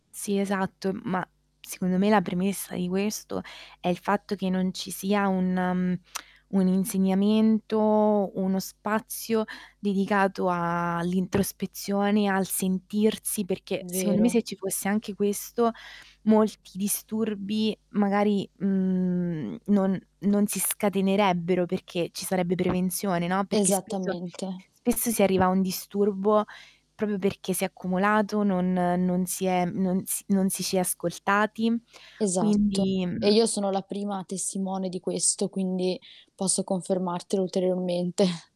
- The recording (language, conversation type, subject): Italian, unstructured, Ti sembra giusto che alcune malattie mentali siano ancora stigmatizzate?
- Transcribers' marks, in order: static; tongue click; distorted speech; tapping; chuckle